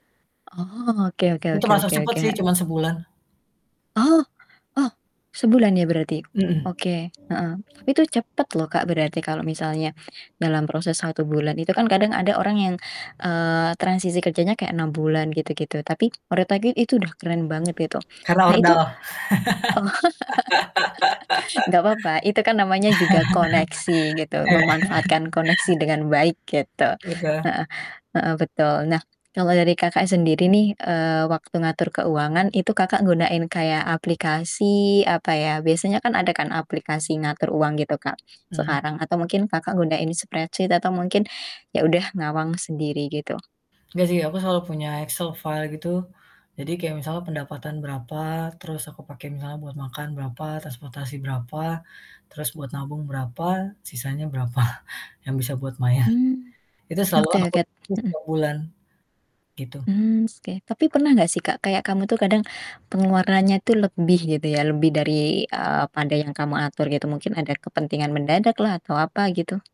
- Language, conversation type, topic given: Indonesian, podcast, Bagaimana kamu mengatur keuangan saat sedang transisi kerja?
- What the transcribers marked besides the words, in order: static; tapping; mechanical hum; other background noise; laugh; laugh; laughing while speaking: "berapa"; laughing while speaking: "maya"; distorted speech